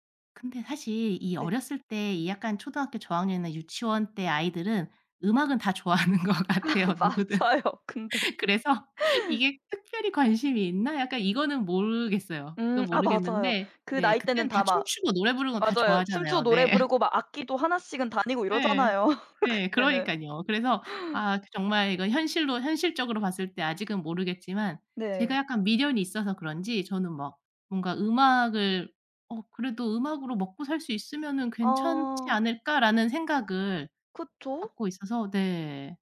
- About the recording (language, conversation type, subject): Korean, podcast, 음악 취향이 형성된 계기가 있나요?
- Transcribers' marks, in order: laughing while speaking: "좋아하는 것 같아요, 누구든. 그래서"; laughing while speaking: "아 맞아요. 근데"; laughing while speaking: "네"; laugh; laughing while speaking: "그때는"